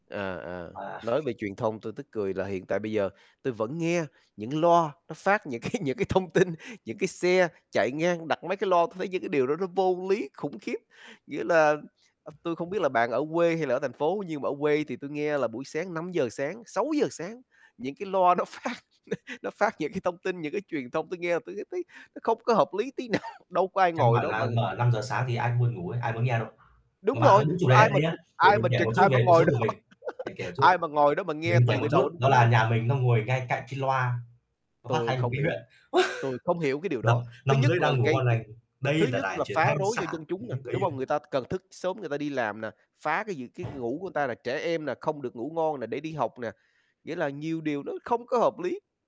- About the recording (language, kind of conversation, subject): Vietnamese, unstructured, Chính phủ nên làm gì để tăng niềm tin của người dân?
- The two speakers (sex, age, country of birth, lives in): male, 20-24, Vietnam, Vietnam; male, 40-44, Vietnam, United States
- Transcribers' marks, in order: other background noise; laughing while speaking: "cái những cái thông tin"; laughing while speaking: "nó phát, n nó phát những cái"; laughing while speaking: "nào"; distorted speech; laughing while speaking: "đó"; laugh; tapping; laugh